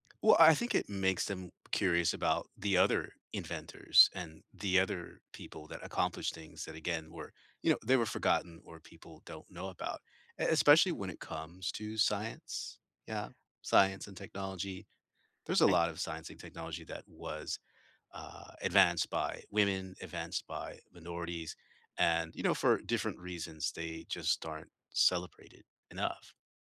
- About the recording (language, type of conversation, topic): English, unstructured, What is a happy moment from history that you think everyone should know about?
- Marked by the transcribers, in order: none